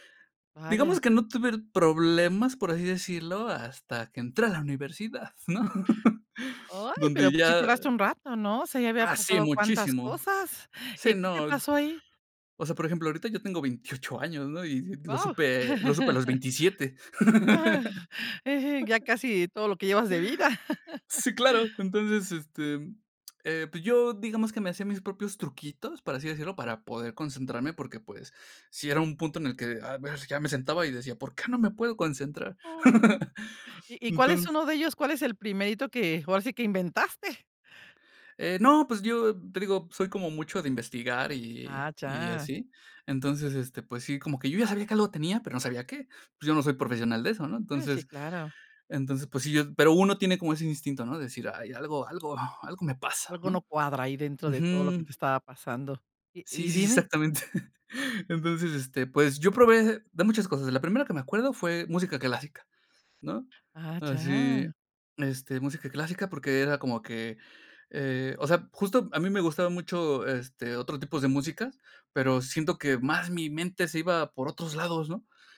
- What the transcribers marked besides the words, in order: laugh; laugh; chuckle; laugh; laugh; chuckle; tapping; chuckle
- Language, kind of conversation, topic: Spanish, podcast, ¿Qué sonidos de la naturaleza te ayudan más a concentrarte?